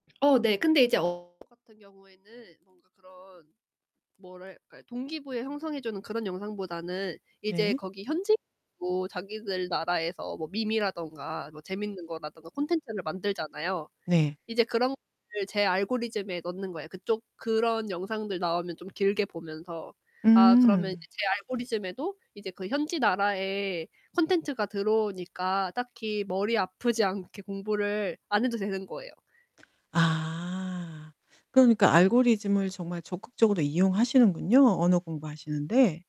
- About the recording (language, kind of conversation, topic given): Korean, podcast, SNS는 우리의 취향 형성에 어떤 영향을 미치나요?
- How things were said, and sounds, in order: other background noise; unintelligible speech; distorted speech; tapping; static